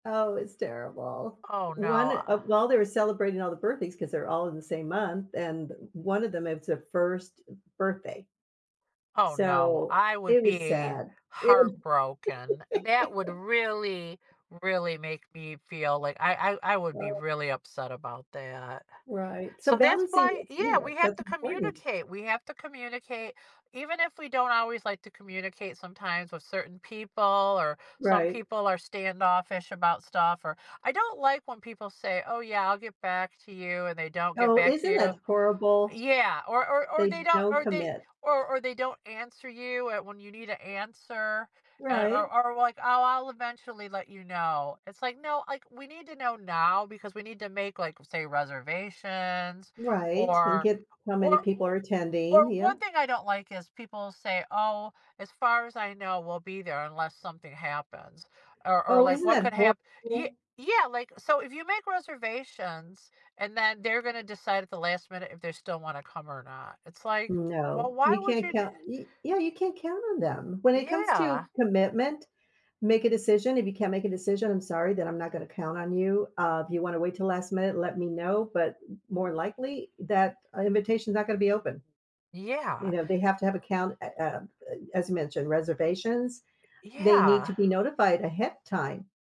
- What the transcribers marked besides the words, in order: sigh; laugh; other background noise; tapping; other noise
- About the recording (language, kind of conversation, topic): English, unstructured, How do you make sure you spend enough quality time with both friends and family?